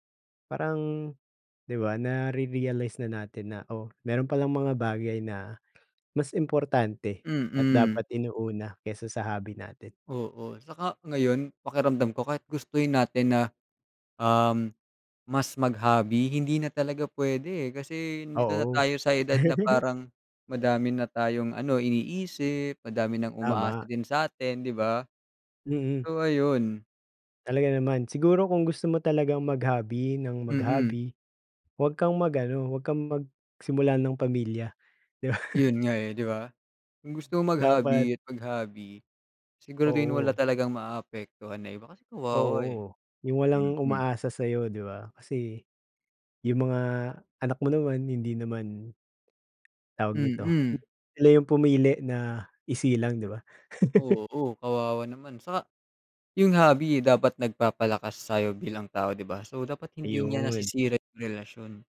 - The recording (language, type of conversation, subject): Filipino, unstructured, Ano ang masasabi mo sa mga taong napapabayaan ang kanilang pamilya dahil sa libangan?
- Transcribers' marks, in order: laugh; laugh; laugh